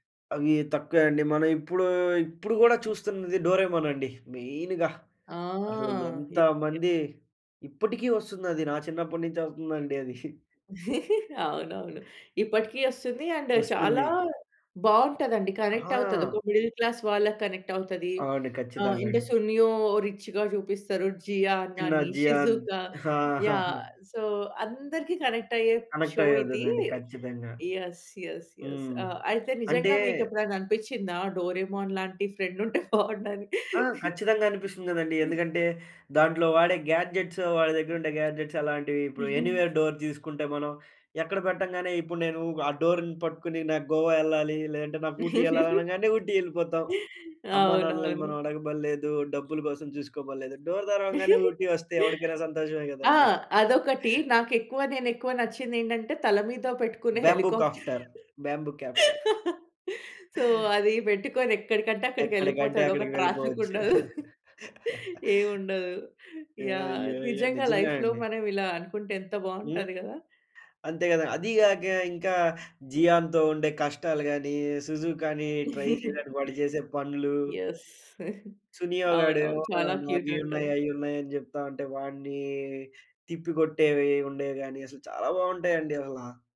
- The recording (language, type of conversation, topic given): Telugu, podcast, చిన్నతనంలో మీరు చూసిన టెలివిజన్ కార్యక్రమం ఏది?
- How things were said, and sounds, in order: in English: "మెయిన్‌గా"; drawn out: "ఆహ్!"; other noise; chuckle; laugh; in English: "అండ్"; in English: "కనెక్ట్"; in English: "మిడిల్ క్లాస్"; in English: "కనెక్ట్"; in English: "రిచ్‌గా"; in English: "సో"; in English: "కనెక్ట్"; in English: "కనెక్ట్"; in English: "షో"; laughing while speaking: "ఫ్రెండుంటే బాగుండని?"; in English: "గ్యాడ్జెట్స్"; in English: "గ్యాడ్జెట్స్"; in English: "ఎనీవేర్ డోర్"; in English: "డోర్‌ని"; laugh; giggle; in English: "హెలికాప్టర్. సో"; in English: "బాంబూ కాఫ్టర్, బాంబూ కాప్టర్"; laugh; laughing while speaking: "ట్రాఫిక్ ఉండదు. ఏవుండదు"; in English: "ట్రాఫిక్"; giggle; in English: "యో యో"; in English: "లైఫ్‌లో"; in English: "ట్రై"; giggle; in English: "క్యూట్"